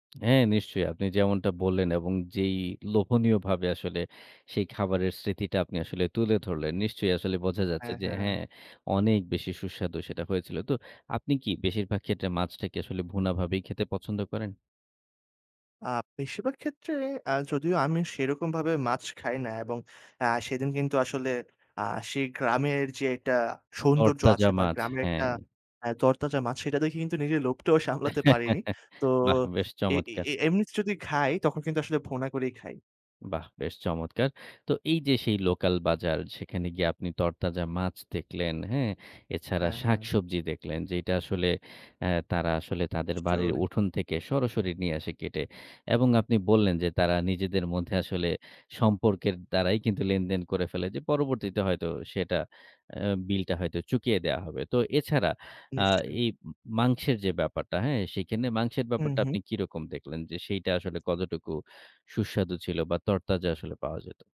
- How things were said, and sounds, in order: other background noise; chuckle
- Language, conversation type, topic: Bengali, podcast, লোকাল বাজারে ঘুরে তুমি কী কী প্রিয় জিনিস আবিষ্কার করেছিলে?